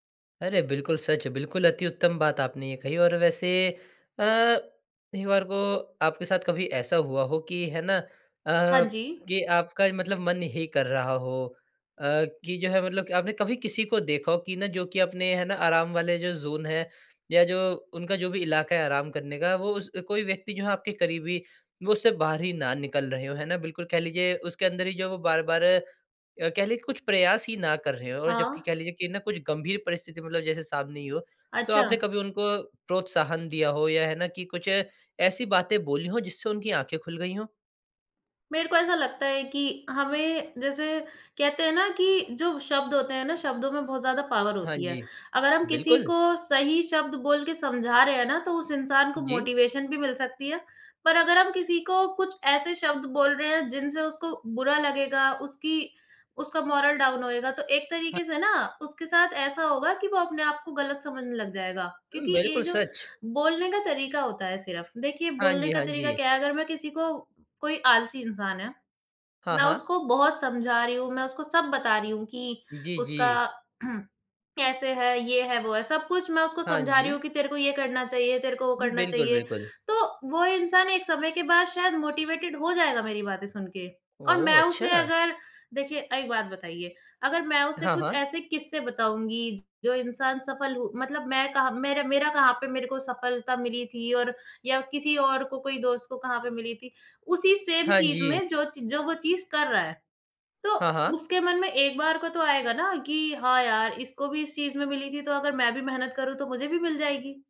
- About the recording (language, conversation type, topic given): Hindi, podcast, आप अपने आराम क्षेत्र से बाहर निकलकर नया कदम कैसे उठाते हैं?
- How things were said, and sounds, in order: in English: "ज़ोन"; in English: "पावर"; in English: "मोटिवेशन"; in English: "मोरल डाउन"; in English: "मोटिवेटेड"; in English: "सेम"